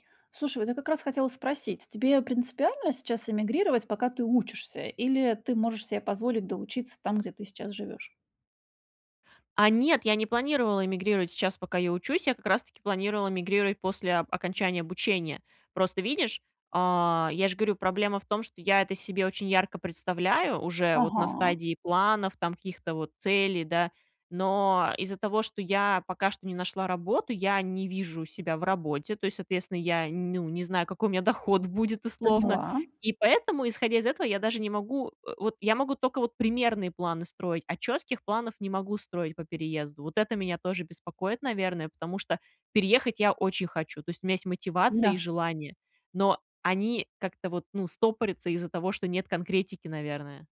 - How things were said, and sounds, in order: none
- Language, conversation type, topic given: Russian, advice, Как мне найти дело или движение, которое соответствует моим ценностям?